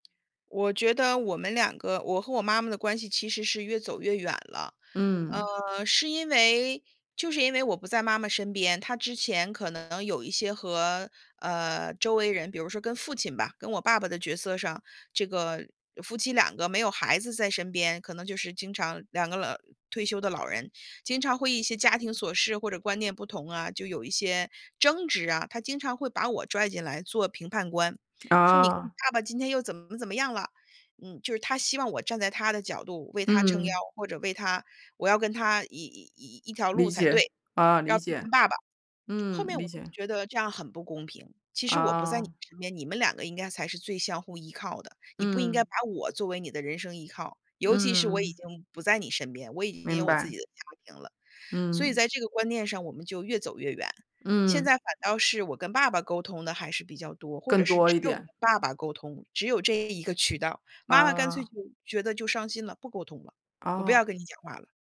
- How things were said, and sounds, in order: other background noise
- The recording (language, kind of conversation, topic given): Chinese, advice, 我该如何处理与父母因生活决定发生的严重争执？